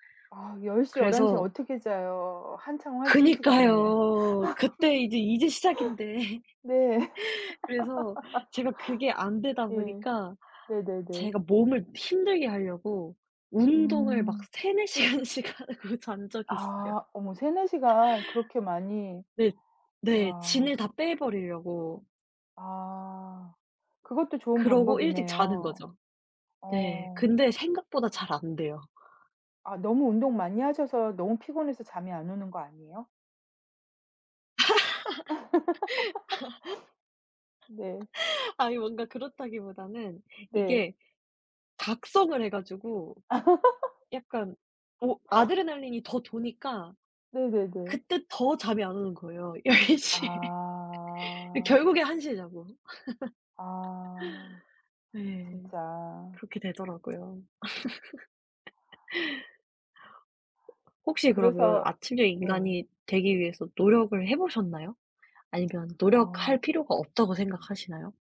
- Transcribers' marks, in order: other background noise; laughing while speaking: "시작인데"; laugh; laughing while speaking: "네"; laugh; laughing while speaking: "시간씩 하고 잔 적이 있어요"; laugh; sniff; sniff; tapping; laugh; gasp; laughing while speaking: "열 시 에"; laugh; laugh; laugh
- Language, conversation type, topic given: Korean, unstructured, 아침형 인간과 저녁형 인간 중 어느 쪽이 더 매력적이라고 생각하나요?